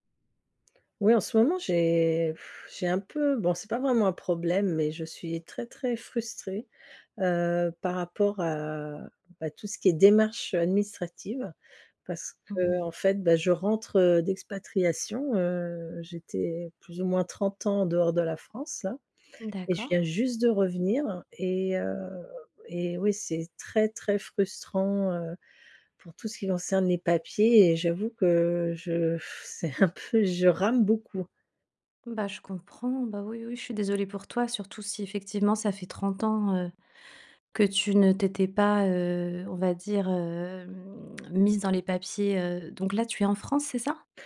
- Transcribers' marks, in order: sigh; sigh; laughing while speaking: "c'est un peu"
- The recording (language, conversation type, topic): French, advice, Comment décririez-vous votre frustration face à la paperasserie et aux démarches administratives ?